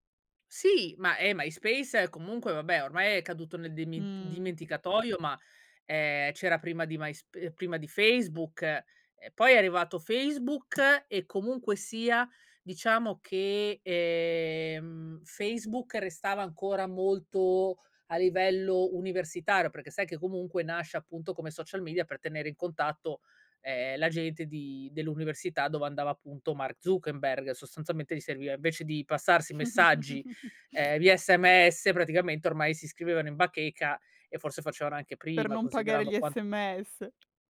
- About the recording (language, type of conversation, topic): Italian, podcast, Come affronti i paragoni sui social?
- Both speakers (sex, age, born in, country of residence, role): female, 25-29, Italy, Italy, host; female, 35-39, Italy, Belgium, guest
- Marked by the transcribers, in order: drawn out: "Mh"; tapping; snort